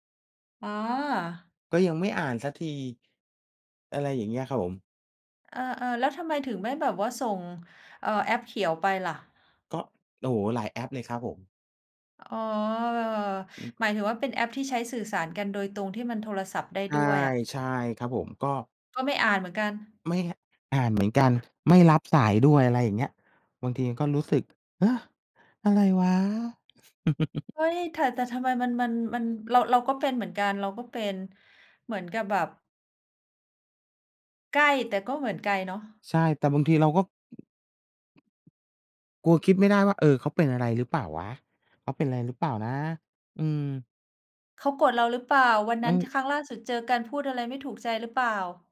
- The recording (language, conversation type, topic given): Thai, unstructured, คุณเคยรู้สึกเหงาหรือเศร้าจากการใช้โซเชียลมีเดียไหม?
- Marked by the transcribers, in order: laugh; tapping